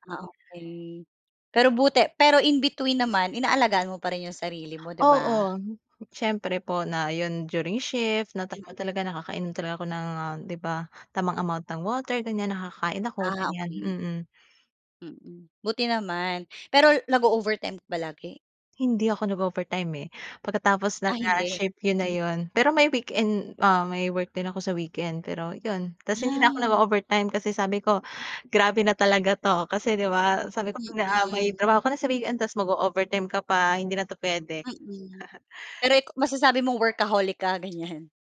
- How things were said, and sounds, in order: chuckle
- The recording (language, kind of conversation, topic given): Filipino, podcast, May ginagawa ka ba para alagaan ang sarili mo?
- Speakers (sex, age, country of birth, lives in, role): female, 25-29, Philippines, Philippines, guest; female, 35-39, Philippines, Philippines, host